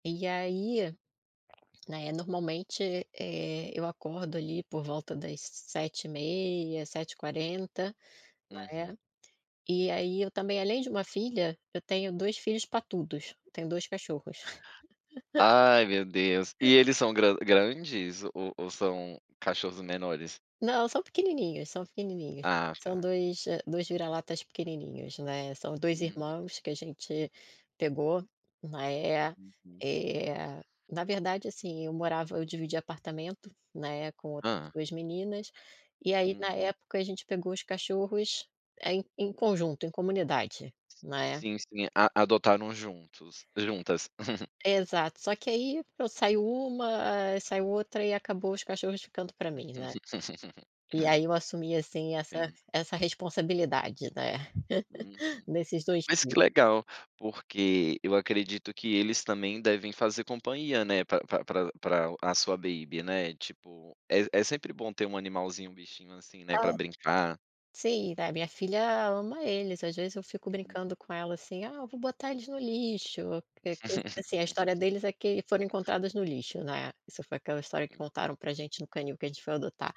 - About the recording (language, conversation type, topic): Portuguese, podcast, Como é a sua rotina matinal em casa?
- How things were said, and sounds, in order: other background noise; laugh; tapping; chuckle; laugh; unintelligible speech; laugh; unintelligible speech; laugh